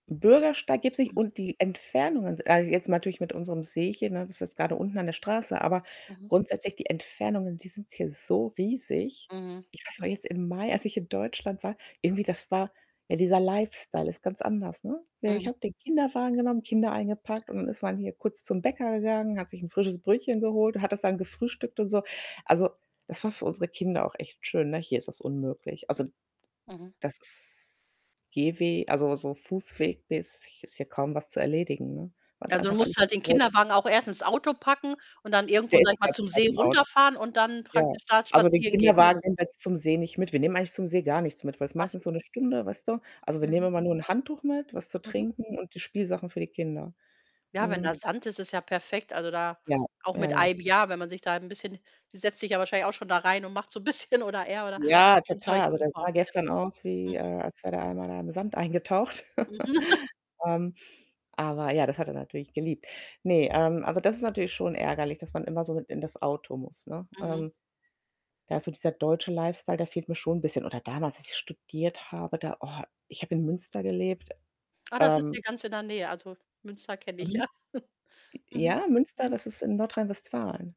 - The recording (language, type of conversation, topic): German, unstructured, Was macht für dich einen perfekten Sonntag aus?
- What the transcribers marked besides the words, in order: static; other background noise; in English: "Lifestyle"; distorted speech; laughing while speaking: "bisschen"; laughing while speaking: "eingetaucht"; laugh; in English: "Lifestyle"; unintelligible speech; laughing while speaking: "ja"; chuckle